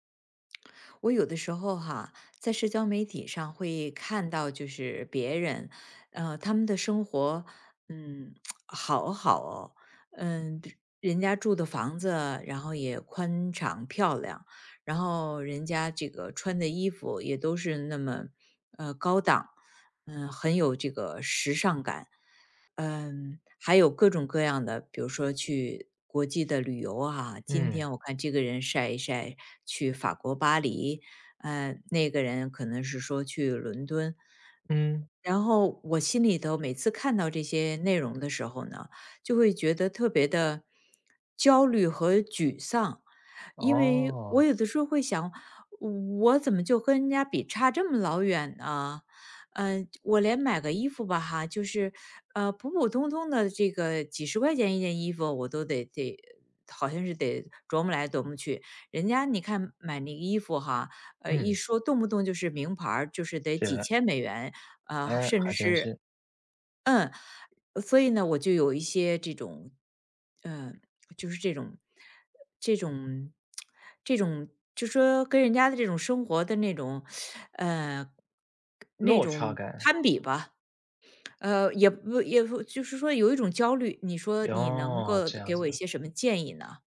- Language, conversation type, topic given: Chinese, advice, 社交媒体上频繁看到他人炫耀奢华生活时，为什么容易让人产生攀比心理？
- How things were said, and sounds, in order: tsk; other background noise; lip smack; teeth sucking